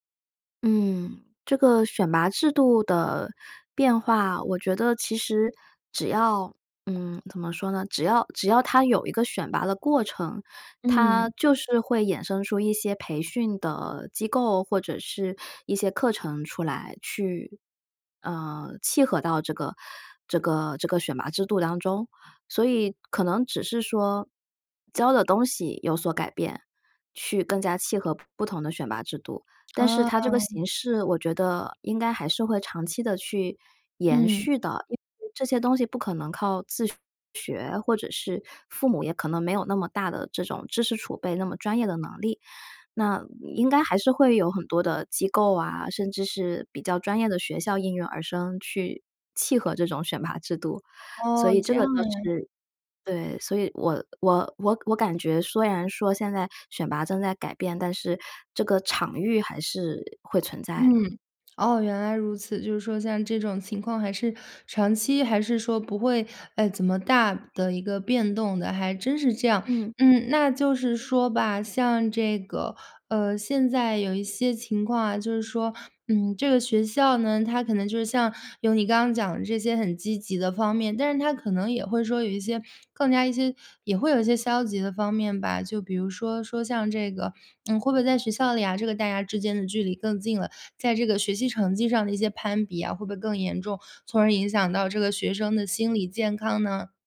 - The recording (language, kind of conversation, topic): Chinese, podcast, 未来的学习还需要传统学校吗？
- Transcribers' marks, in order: other background noise; laughing while speaking: "选拔制度"